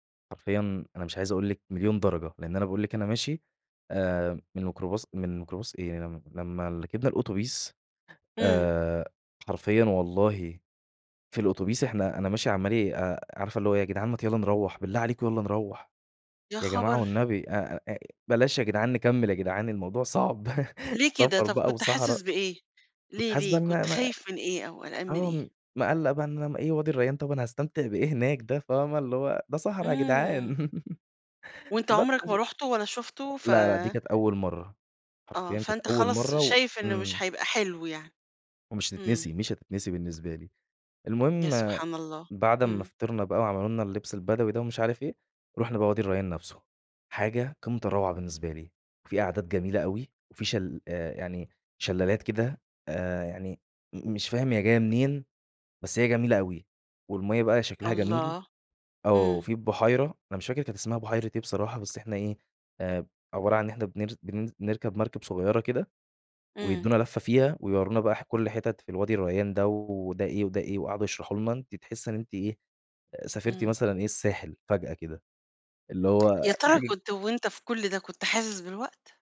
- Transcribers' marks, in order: chuckle; laugh; other noise; tapping
- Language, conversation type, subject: Arabic, podcast, إيه آخر حاجة عملتها للتسلية وخلّتك تنسى الوقت؟